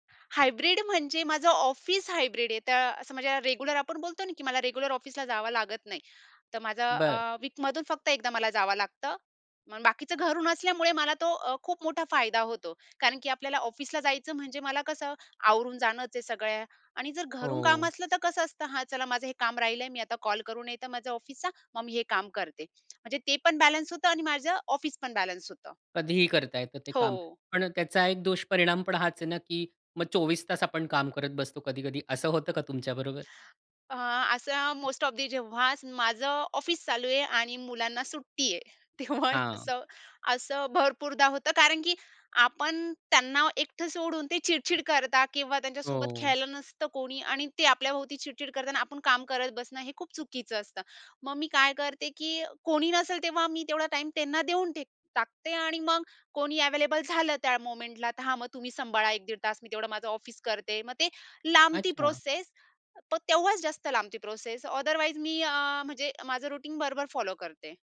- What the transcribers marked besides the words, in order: in English: "हायब्रिड"; in English: "हायब्रिड"; in English: "बॅलन्स"; in English: "बॅलन्स"; tapping; in English: "मोस्ट ऑफ दी"; other background noise; laughing while speaking: "तेव्हा"; in English: "अवेलेबल"; in English: "मूव्हमेंटला"; in English: "प्रोसेसपण"; in English: "प्रोसेस ओदरवाईज"; in English: "रुटीन"; in English: "फॉलो"
- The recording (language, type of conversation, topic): Marathi, podcast, काम आणि घरातील ताळमेळ कसा राखता?